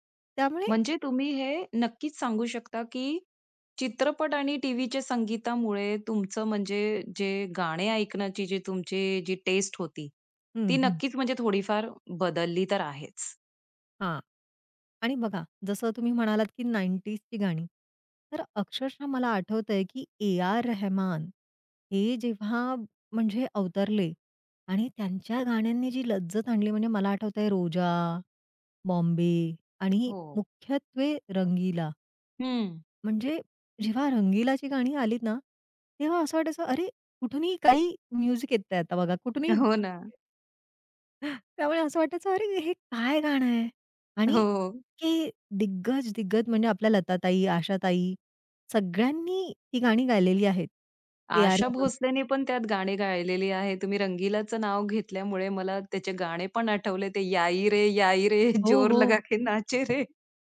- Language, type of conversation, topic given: Marathi, podcast, चित्रपट आणि टीव्हीच्या संगीतामुळे तुझ्या संगीत-आवडीत काय बदल झाला?
- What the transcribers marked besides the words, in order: tapping; laughing while speaking: "हो ना"; other noise; other background noise; in Hindi: "याईरे, याईरे जोर लगा के नाचेरे"; laughing while speaking: "जोर लगा के नाचेरे"